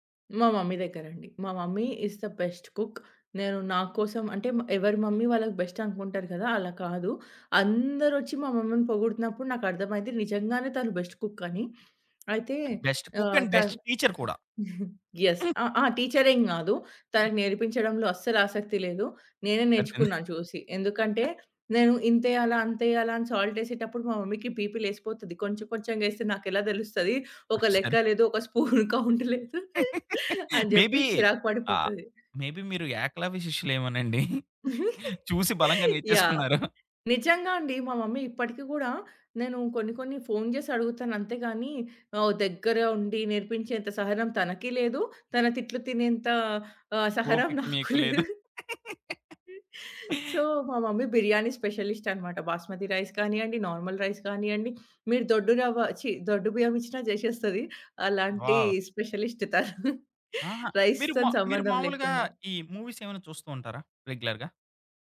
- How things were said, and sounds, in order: in English: "మమ్మీ"; in English: "మమ్మీ ఈస్ ద బెస్ట్ కుక్"; in English: "మమ్మీ"; in English: "బెస్ట్"; in English: "మమ్మీని"; in English: "బెస్ట్ కుక్"; in English: "బెస్ట్ కుక్ అండ్ బెస్ట్ టీచర్"; tapping; giggle; in English: "యెస్"; other background noise; giggle; in English: "సాల్ట్"; in English: "మమ్మీకి బీపీ"; laughing while speaking: "ఒక స్పూన్ కౌంట్ లేదు, అని జెప్పి చిరాకు పడిపోతది"; in English: "స్పూన్ కౌంట్"; laugh; in English: "మే బీ"; in English: "మే బీ"; chuckle; in English: "మమ్మీ"; laughing while speaking: "నాకు లేదు"; laugh; in English: "సో"; in English: "మమ్మీ"; in English: "స్పెషలిస్ట్"; in English: "రైస్"; in English: "నార్మల్ రైస్"; in English: "వావ్!"; in English: "స్పెషలిస్ట్"; chuckle; in English: "రైస్‌తోని"; in English: "మూవీస్"; in English: "రెగ్యులర్‌గా?"
- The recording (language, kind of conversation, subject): Telugu, podcast, మనసుకు నచ్చే వంటకం ఏది?